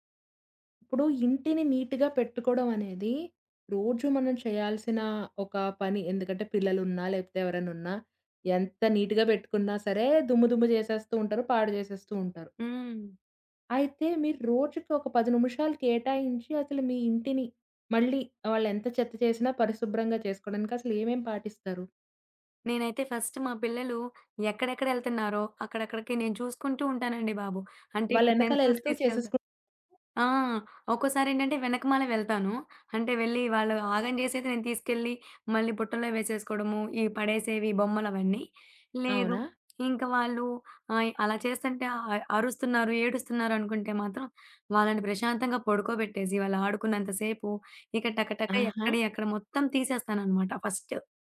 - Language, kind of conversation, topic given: Telugu, podcast, 10 నిమిషాల్లో రోజూ ఇల్లు సర్దేసేందుకు మీ చిట్కా ఏమిటి?
- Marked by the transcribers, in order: in English: "నీట్‌గా"; in English: "నీట్‌గా"; in English: "ఫస్ట్"; in English: "పెన్సిల్స్"; other background noise; tapping; in English: "ఫస్ట్"